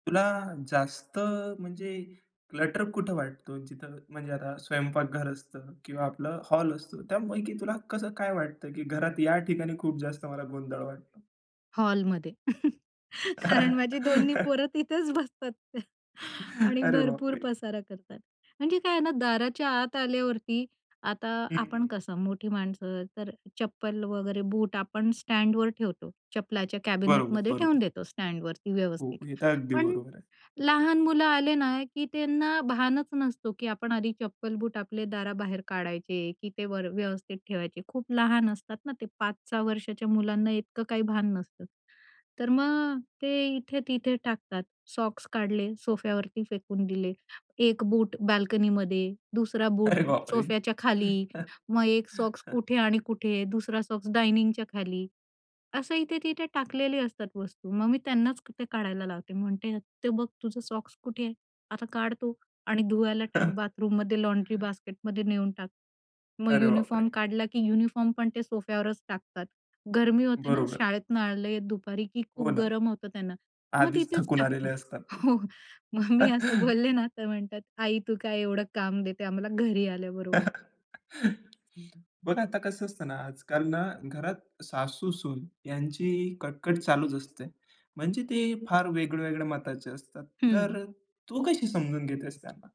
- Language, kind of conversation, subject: Marathi, podcast, दिवसातून थोडा वेळ काढून घरातली अव्यवस्था कमी करण्यासाठी तुम्ही कोणता छोटा उपाय करता?
- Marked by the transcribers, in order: in English: "क्लटर"; laugh; laughing while speaking: "कारण माझी दोन्ही पोरं तिथेच बसतात"; laugh; tapping; chuckle; inhale; in English: "कॅबिनेटमध्ये"; laughing while speaking: "अरे बाप रे!"; chuckle; in English: "बास्केटमध्ये"; chuckle; in English: "युनिफॉर्म"; in English: "युनिफॉर्म"; other background noise; laughing while speaking: "हो. मग मी असं बोलले ना"; chuckle; chuckle